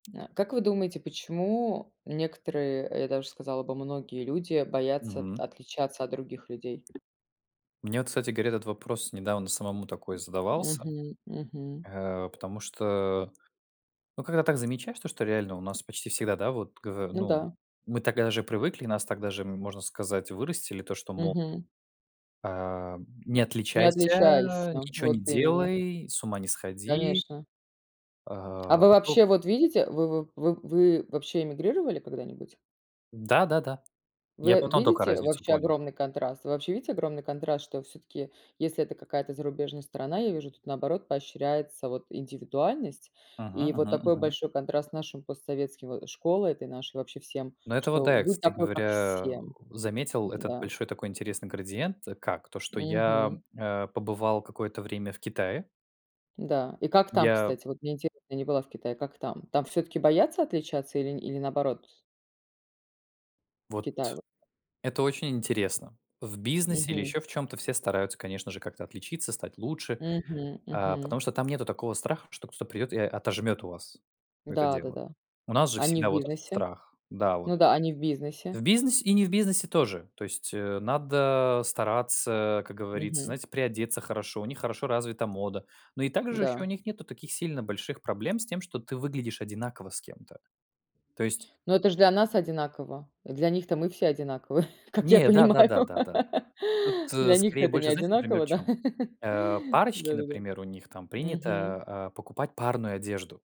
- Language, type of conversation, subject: Russian, unstructured, Как ты думаешь, почему некоторые люди боятся отличаться от других?
- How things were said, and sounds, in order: tapping; other background noise; laughing while speaking: "одинаковы, как я понимаю"; laugh; laughing while speaking: "да?"; laugh